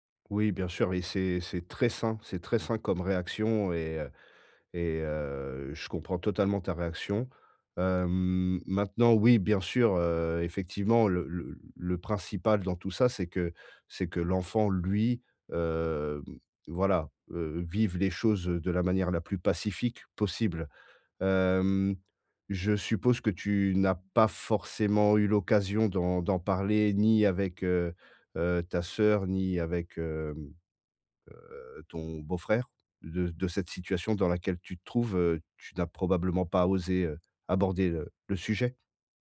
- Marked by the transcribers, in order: other background noise; drawn out: "heu"; drawn out: "Hem"
- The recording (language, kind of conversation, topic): French, advice, Comment régler calmement nos désaccords sur l’éducation de nos enfants ?